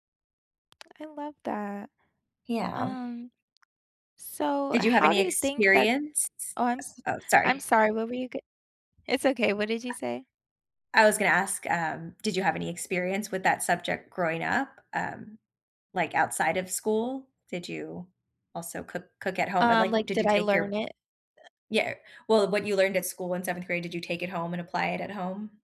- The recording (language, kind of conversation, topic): English, unstructured, What is one subject you wish were taught more in school?
- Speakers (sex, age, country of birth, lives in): female, 25-29, United States, United States; female, 35-39, United States, United States
- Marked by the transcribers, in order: tapping; other background noise